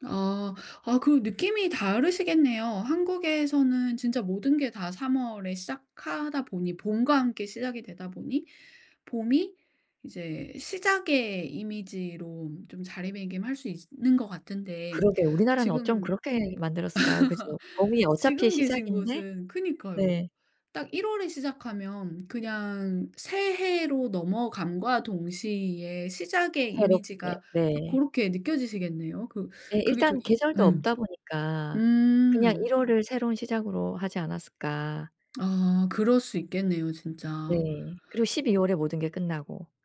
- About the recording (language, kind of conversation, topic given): Korean, podcast, 계절이 바뀔 때 기분이나 에너지가 어떻게 달라지나요?
- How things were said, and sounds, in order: other background noise; laugh